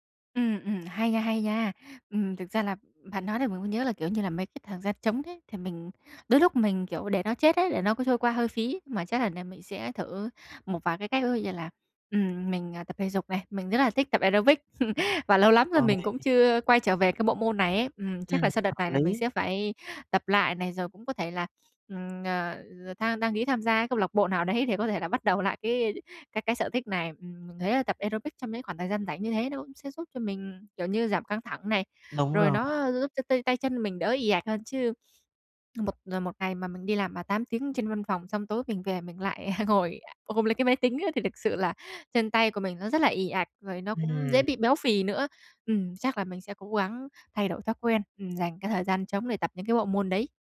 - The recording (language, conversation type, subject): Vietnamese, advice, Làm sao để giảm căng thẳng sau giờ làm mỗi ngày?
- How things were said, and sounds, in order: tapping; in English: "aerobic"; laugh; in English: "aerobic"; laugh